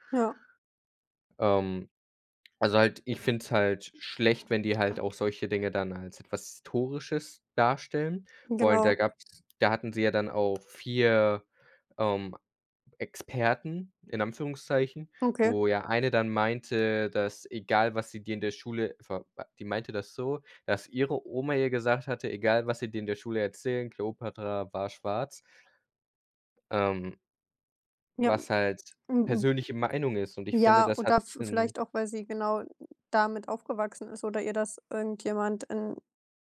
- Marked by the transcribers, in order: other background noise
- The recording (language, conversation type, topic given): German, unstructured, Was ärgert dich am meisten an der Art, wie Geschichte erzählt wird?